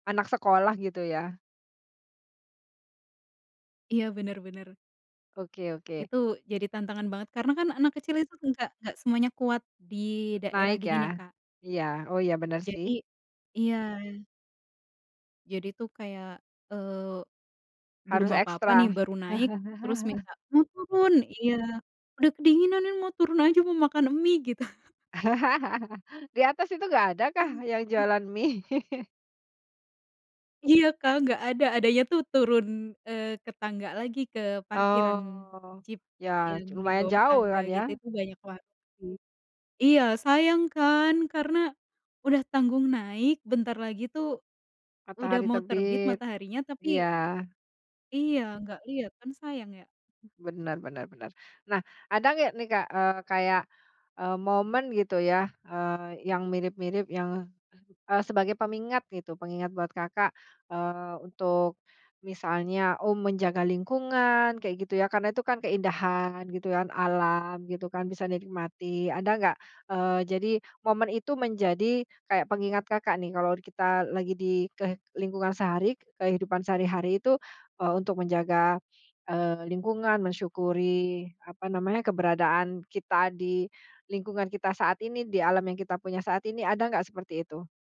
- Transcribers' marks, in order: tapping; chuckle; laughing while speaking: "gitu"; laugh; laughing while speaking: "mie?"; chuckle; drawn out: "Oh"; other background noise; "pengingat" said as "pemingat"
- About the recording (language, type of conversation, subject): Indonesian, podcast, Apa momen paling damai yang pernah kamu rasakan saat berada di alam?